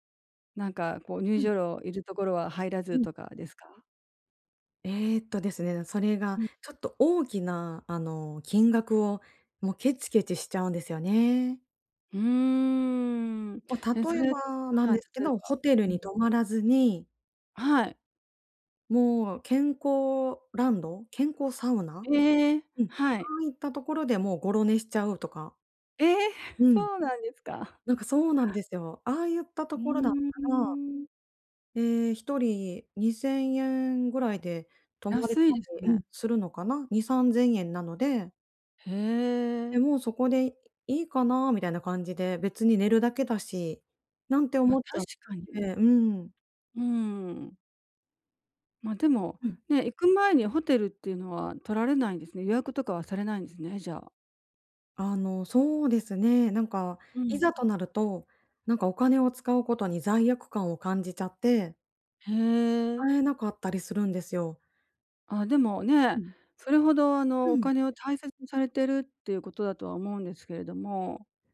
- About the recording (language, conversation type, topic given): Japanese, advice, 内面と行動のギャップをどうすれば埋められますか？
- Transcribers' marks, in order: laugh; other background noise; unintelligible speech